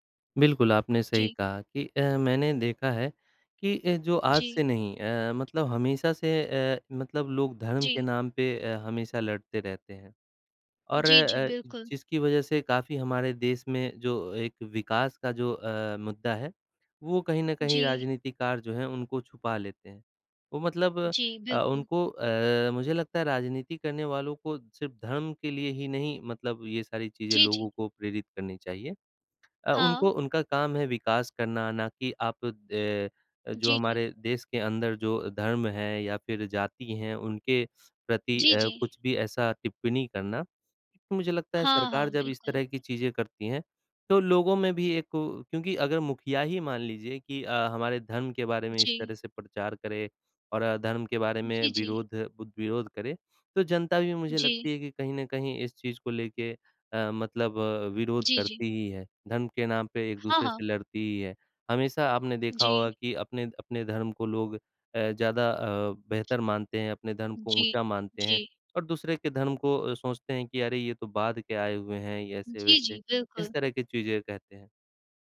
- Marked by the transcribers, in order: tapping
- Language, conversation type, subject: Hindi, unstructured, धर्म के नाम पर लोग क्यों लड़ते हैं?